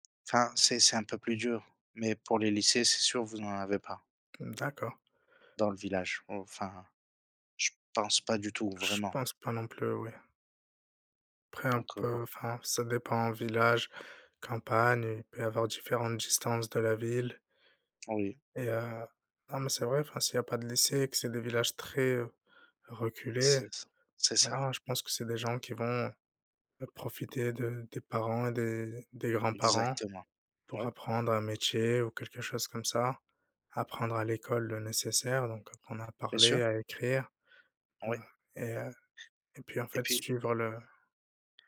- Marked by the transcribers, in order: none
- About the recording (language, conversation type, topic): French, unstructured, Préféreriez-vous vivre dans une grande ville animée ou dans une petite ville tranquille ?